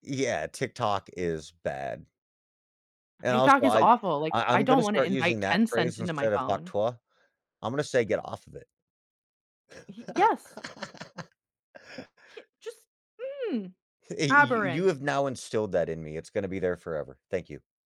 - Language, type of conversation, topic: English, unstructured, How do you decide what personal information to share with technology companies?
- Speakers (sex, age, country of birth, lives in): female, 25-29, United States, United States; male, 40-44, United States, United States
- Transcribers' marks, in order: other background noise; chuckle; chuckle